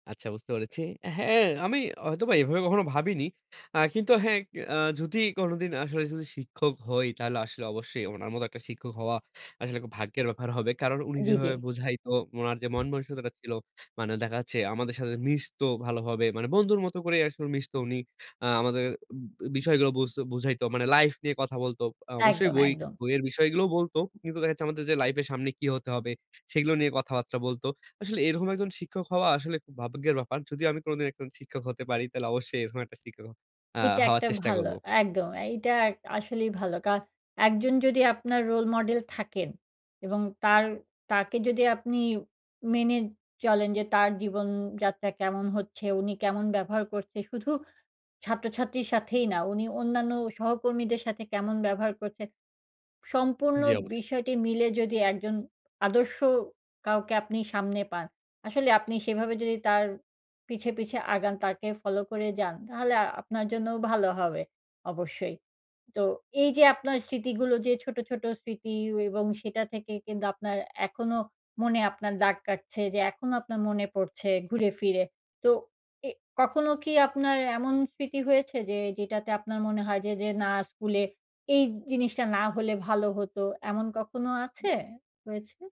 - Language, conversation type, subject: Bengali, podcast, স্কুলজীবনের কিছু স্মৃতি আজও এত স্পষ্টভাবে মনে থাকে কেন?
- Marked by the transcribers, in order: other background noise; "ভাগ্যের" said as "ভাবগ্যের"; tapping